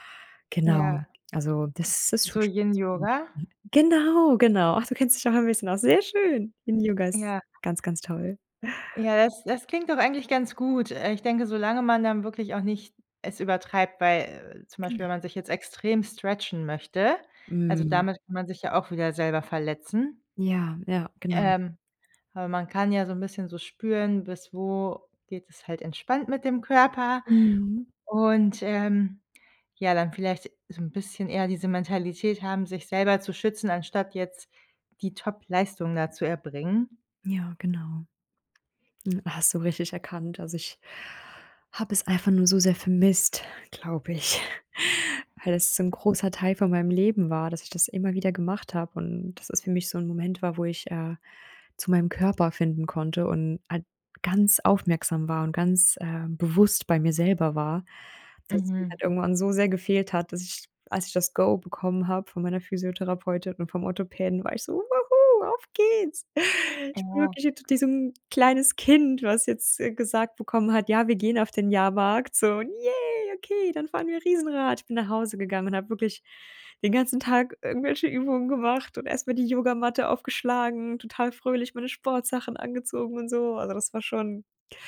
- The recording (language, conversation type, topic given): German, advice, Wie gelingt dir der Neustart ins Training nach einer Pause wegen Krankheit oder Stress?
- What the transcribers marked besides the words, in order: other noise; unintelligible speech; other background noise; chuckle; in English: "Go"; put-on voice: "Woo-hoo, auf geht's"; in English: "Woo-hoo"; unintelligible speech; put-on voice: "Yay, okay, dann fahren wir Riesenrad"; in English: "Yay"; joyful: "irgendwelche Übungen gemacht und erstmal … angezogen und so"